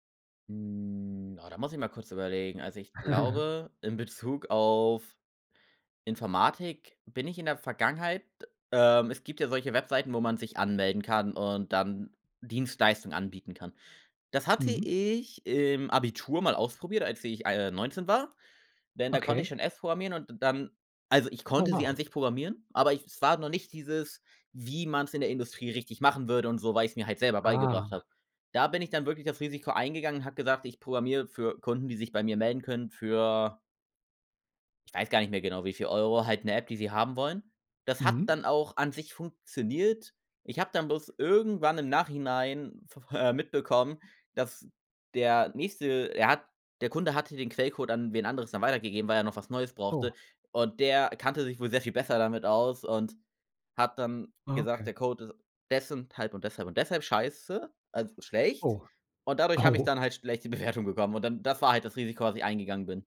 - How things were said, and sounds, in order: drawn out: "Hm"; chuckle; laughing while speaking: "Bewertungen"
- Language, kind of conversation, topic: German, podcast, Wann gehst du lieber ein Risiko ein, als auf Sicherheit zu setzen?